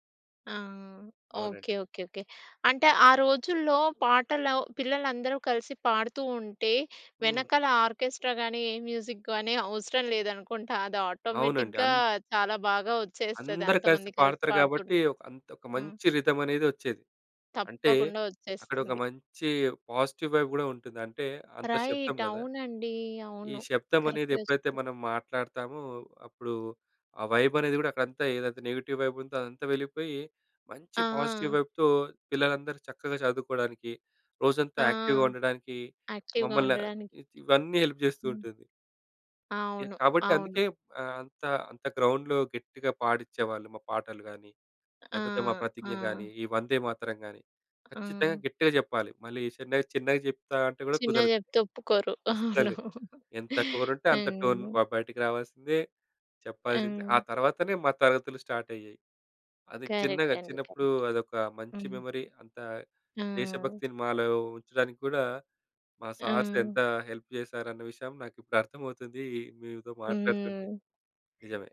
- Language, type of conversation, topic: Telugu, podcast, మీకు చిన్ననాటి సంగీత జ్ఞాపకాలు ఏవైనా ఉన్నాయా?
- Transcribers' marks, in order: in English: "ఆర్కెస్ట్రాగాని"; in English: "మ్యూజిక్‌గాని"; in English: "ఆటోమేటిక్‌గా"; in English: "రిథమ్"; in English: "పాజిటివ్ వైబ్"; in English: "రైట్"; in English: "కరెక్ట్‌గా"; tapping; in English: "వైబ్"; in English: "నెగెటివ్ వైబ్"; in English: "పాజిటివ్ వైబ్‌తో"; in English: "యాక్టివ్‌గా"; in English: "యాక్టివ్‌గా"; in English: "హెల్ప్"; in English: "గ్రౌండ్‌లో"; other noise; laughing while speaking: "అవును"; in English: "టోన్"; in English: "స్టార్ట్"; in English: "కరెక్ట్"; in English: "కరెక్ట్"; in English: "మెమరీ"; in English: "సార్స్"; in English: "హెల్ప్"